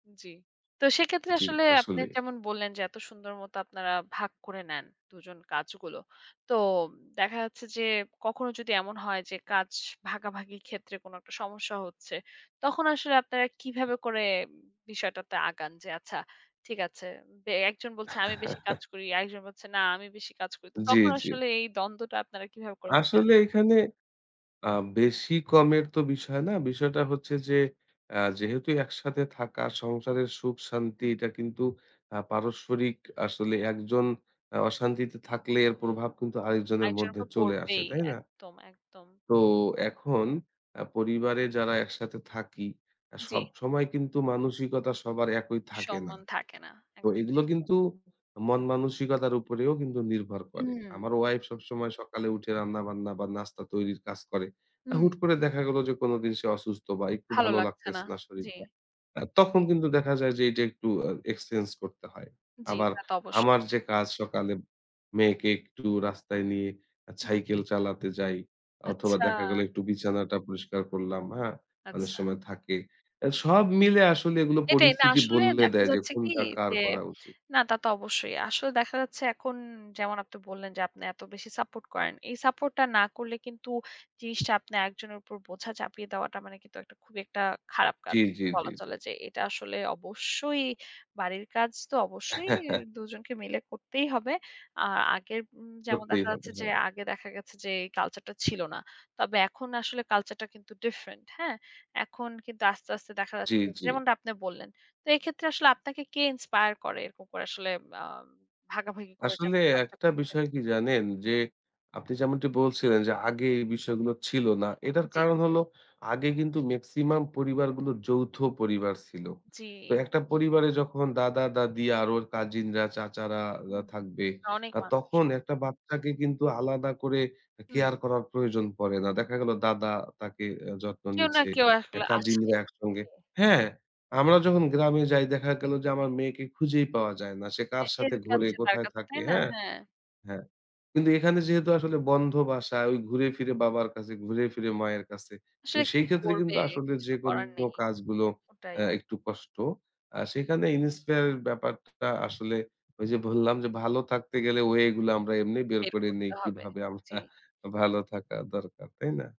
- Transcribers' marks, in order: tapping; chuckle; alarm; other background noise; chuckle; in English: "inspire"; "বললাম" said as "ভললাম"; laughing while speaking: "আমরা ভালো"
- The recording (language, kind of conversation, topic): Bengali, podcast, রুমমেট বা পরিবারের সঙ্গে কাজ ভাগাভাগি কীভাবে করেন?